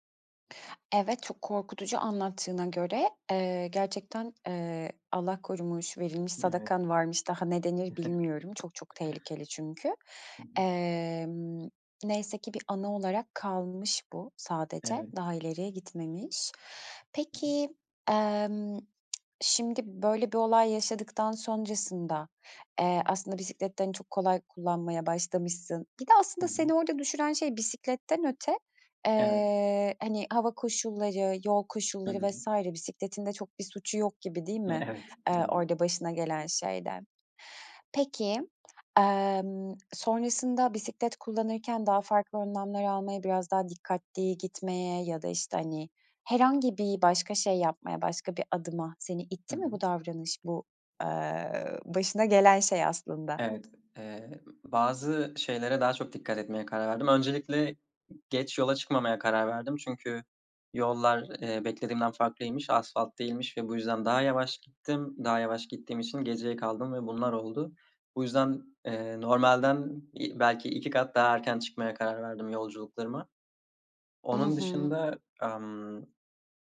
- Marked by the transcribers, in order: other background noise; chuckle; tapping; drawn out: "Emm"; chuckle; other noise
- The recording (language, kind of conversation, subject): Turkish, podcast, Bisiklet sürmeyi nasıl öğrendin, hatırlıyor musun?